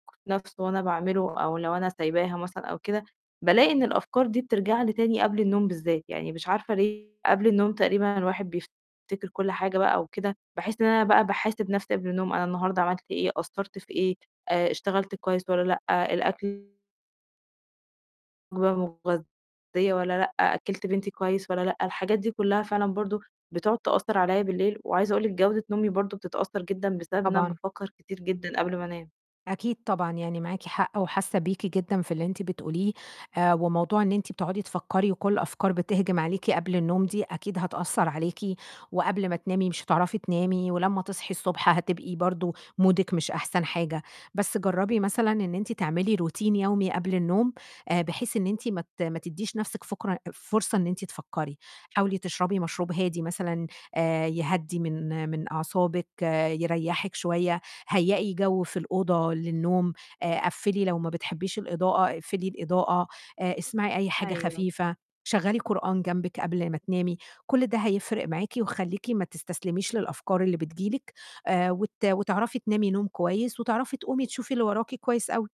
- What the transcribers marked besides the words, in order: tapping; distorted speech; in English: "مودِك"; in English: "routine"
- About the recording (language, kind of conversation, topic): Arabic, advice, إزاي أقدر أتعامل مع التفكير السلبي المستمر وانتقاد الذات اللي بيقلّلوا تحفيزي؟
- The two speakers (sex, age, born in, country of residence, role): female, 30-34, Egypt, Egypt, advisor; female, 30-34, Egypt, Egypt, user